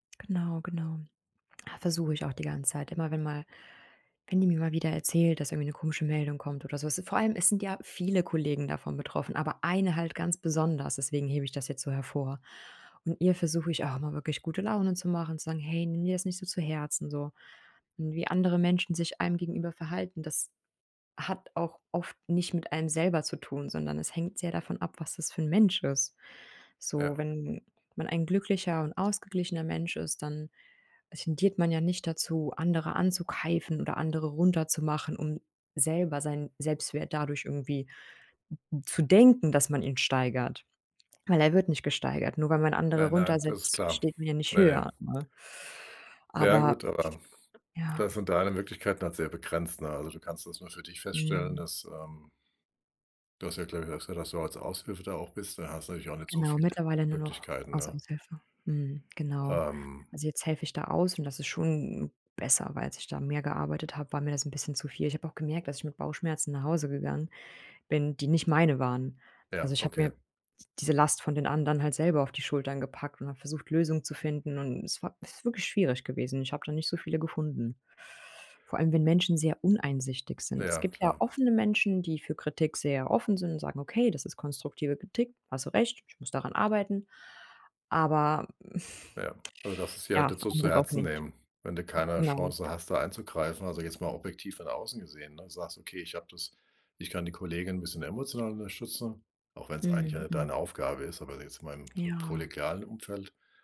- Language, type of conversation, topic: German, advice, Wie erlebst du den Druck, dich am Arbeitsplatz an die Firmenkultur anzupassen?
- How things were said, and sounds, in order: other background noise; other noise